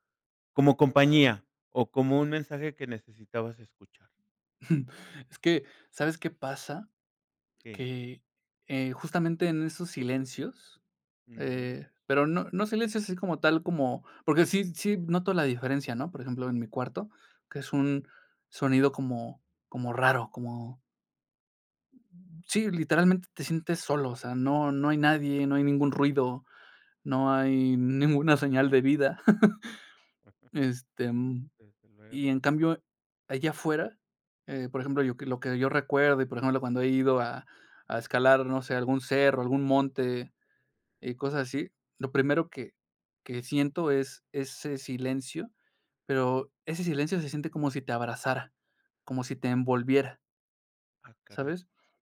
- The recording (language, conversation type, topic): Spanish, podcast, ¿De qué manera la soledad en la naturaleza te inspira?
- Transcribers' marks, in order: chuckle; chuckle